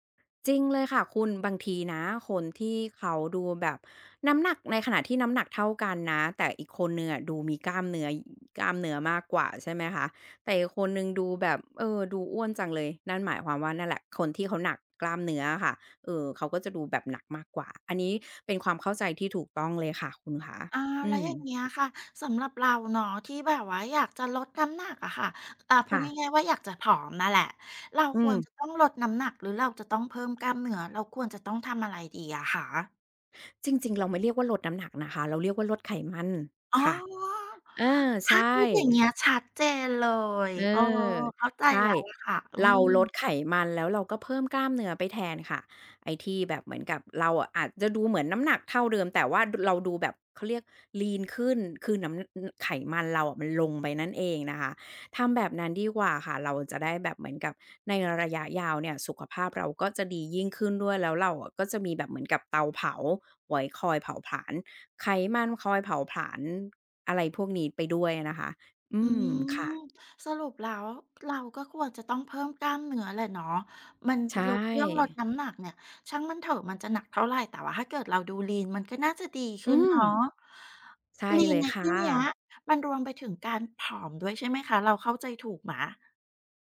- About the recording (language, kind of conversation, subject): Thai, advice, ฉันสับสนเรื่องเป้าหมายการออกกำลังกาย ควรโฟกัสลดน้ำหนักหรือเพิ่มกล้ามเนื้อก่อนดี?
- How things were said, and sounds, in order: other noise; tapping; inhale; other background noise